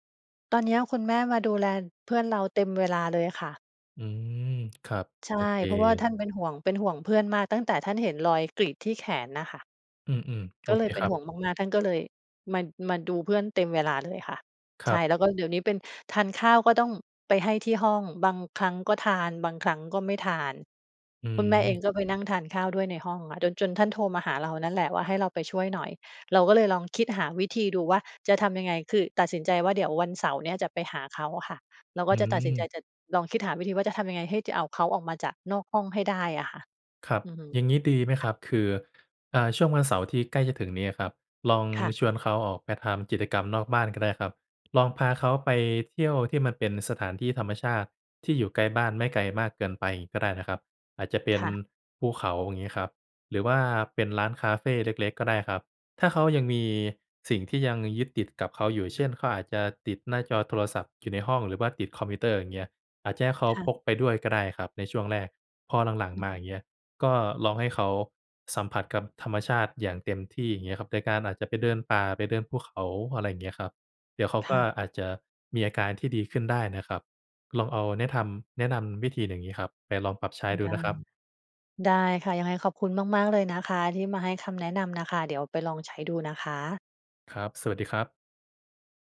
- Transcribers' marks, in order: other background noise
- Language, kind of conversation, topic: Thai, advice, ฉันควรช่วยเพื่อนที่มีปัญหาสุขภาพจิตอย่างไรดี?